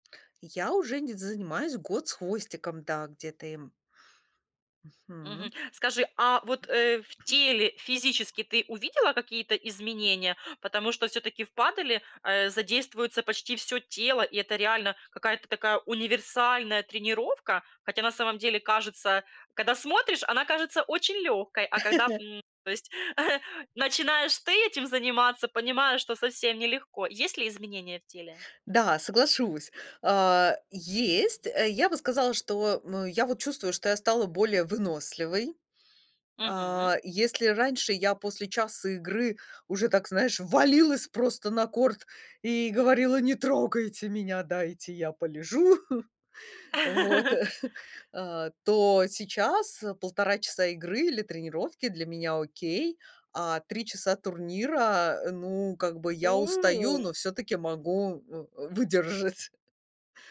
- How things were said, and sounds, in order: tapping; laugh; chuckle; laugh; chuckle
- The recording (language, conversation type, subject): Russian, podcast, Почему тебе нравится твоё любимое хобби?